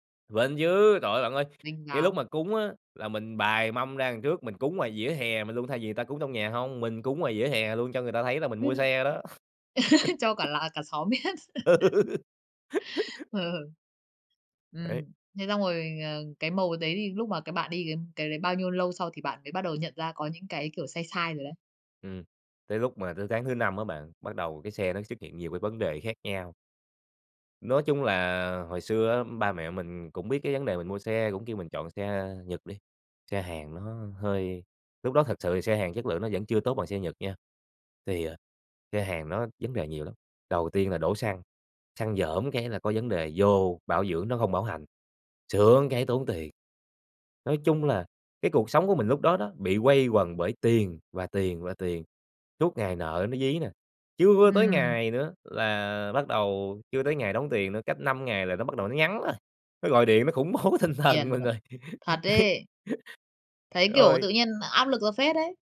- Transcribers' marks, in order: laugh; laughing while speaking: "biết"; laugh; laughing while speaking: "Ừ"; laugh; "rởm" said as "dởm"; laughing while speaking: "bố tinh thần mình rồi, đấy"; laugh
- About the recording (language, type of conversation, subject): Vietnamese, podcast, Bạn có thể kể về một lần bạn đưa ra lựa chọn sai và bạn đã học được gì từ đó không?